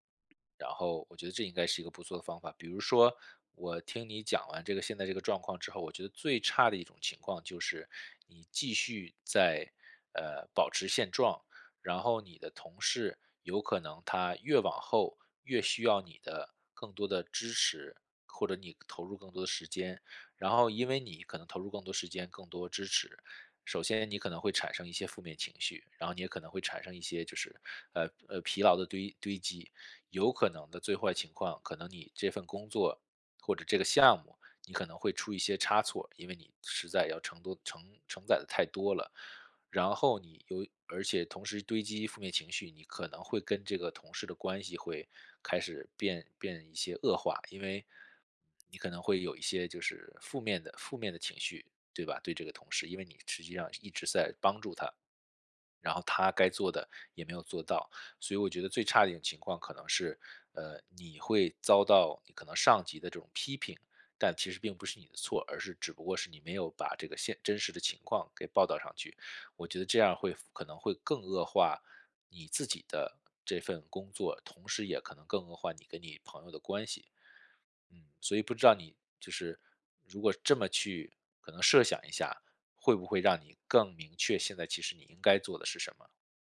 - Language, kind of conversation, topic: Chinese, advice, 如何在不伤害同事感受的情况下给出反馈？
- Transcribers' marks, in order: tapping